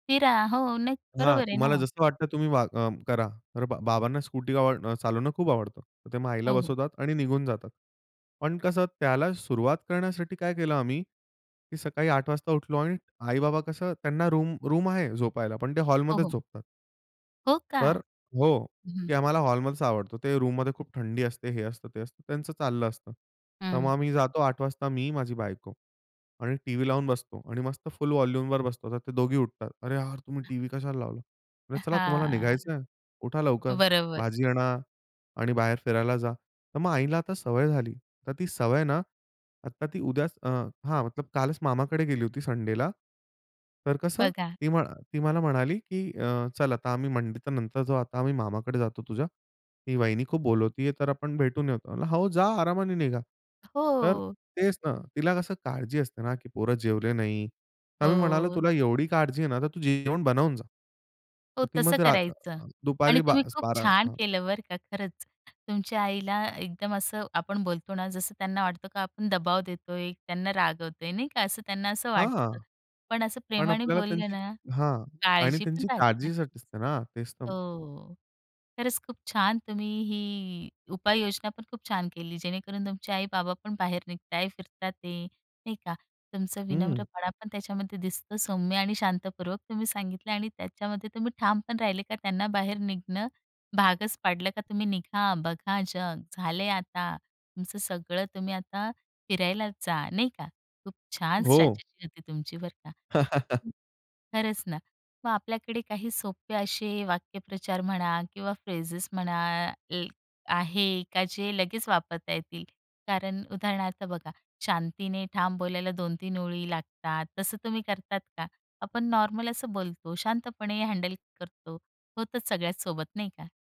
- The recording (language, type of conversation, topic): Marathi, podcast, तुम्ही बोलताना विनम्र पण ठाम कसे राहता?
- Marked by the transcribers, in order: in English: "रूम रूम"; in English: "रूममध्ये"; in English: "वॉल्यूमवर"; other noise; chuckle; other background noise; tapping; chuckle